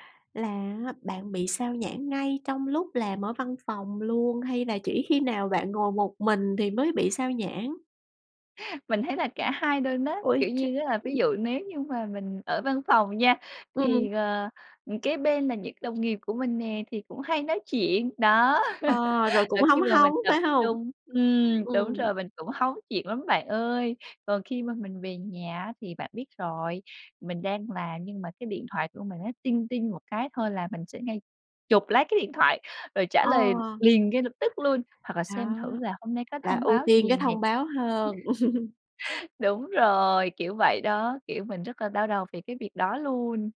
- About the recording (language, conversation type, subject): Vietnamese, advice, Làm sao để giảm bớt sự phân tâm trong một phiên làm việc?
- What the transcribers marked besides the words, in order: tapping; "luôn" said as "nuôn"; other background noise; laugh; in English: "ting ting"; laugh